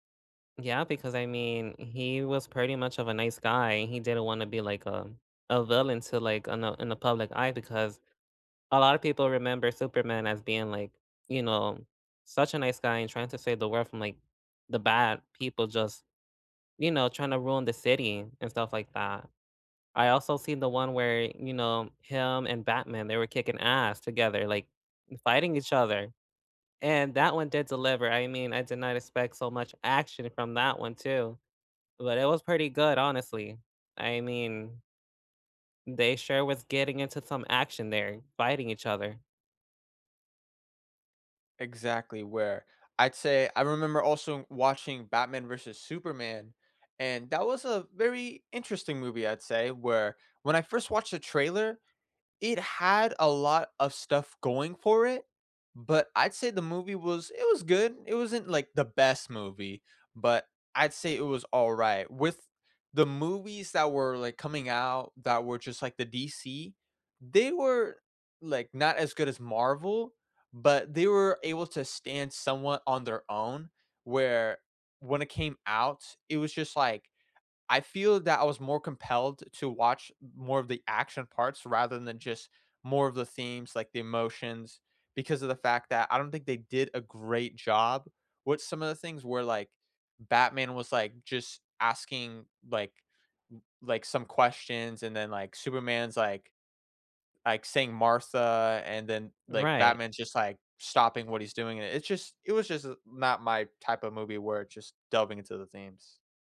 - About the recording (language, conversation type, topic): English, unstructured, Which movie trailers hooked you instantly, and did the movies live up to the hype for you?
- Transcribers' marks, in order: none